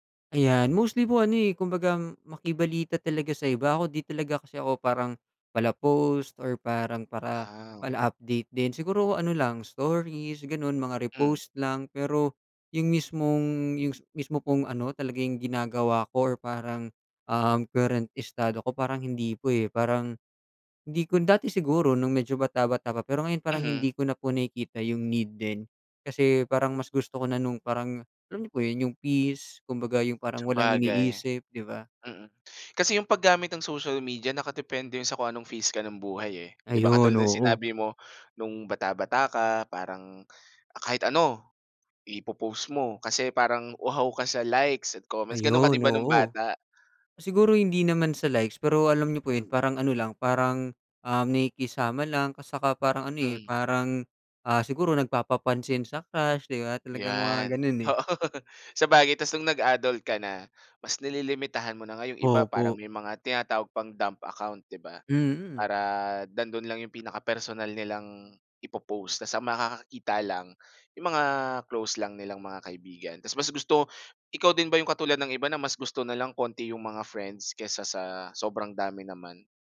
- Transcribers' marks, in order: other background noise; tapping; laughing while speaking: "oo"
- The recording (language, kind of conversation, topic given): Filipino, podcast, Ano ang papel ng midyang panlipunan sa pakiramdam mo ng pagkakaugnay sa iba?